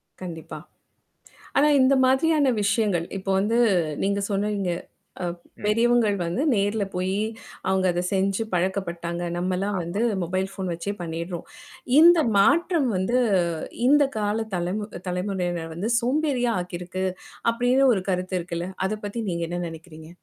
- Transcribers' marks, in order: static; tapping
- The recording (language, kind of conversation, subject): Tamil, podcast, மொபைல் கட்டணச் சேவைகள் உங்கள் பில்லுகளைச் செலுத்தும் முறையை எப்படித் மாற்றியுள்ளன?